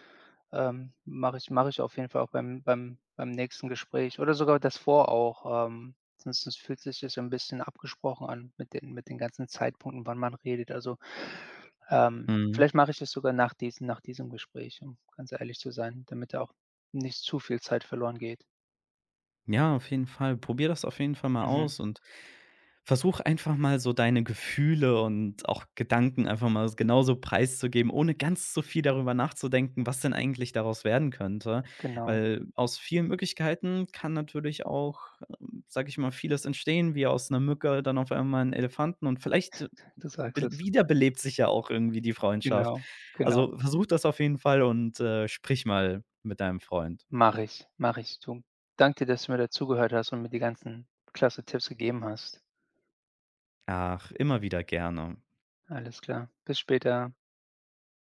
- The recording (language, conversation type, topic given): German, advice, Warum fühlen sich alte Freundschaften nach meinem Umzug plötzlich fremd an, und wie kann ich aus der Isolation herausfinden?
- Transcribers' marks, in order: other background noise; chuckle; unintelligible speech